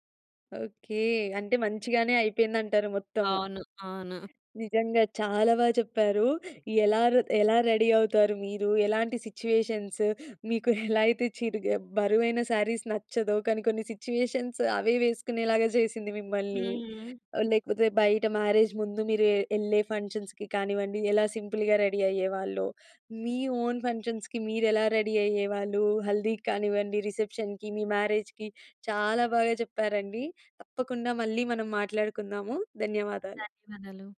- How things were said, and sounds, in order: other background noise; in English: "రెడీ"; in English: "సిట్యుయేషన్స్"; in English: "సారీస్"; in English: "సిట్యుయేషన్స్"; in English: "మ్యారేజ్"; in English: "ఫంక్షన్స్‌కి"; in English: "సింపుల్‌గా రెడీ"; in English: "ఓన్ ఫంక్షన్స్‌కి"; in English: "రెడీ"; in Hindi: "హల్దీ"; in English: "రిసెప్షన్‌కి"; in English: "మ్యారేజ్‌కి"
- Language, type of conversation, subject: Telugu, podcast, వివాహ వేడుకల కోసం మీరు ఎలా సిద్ధమవుతారు?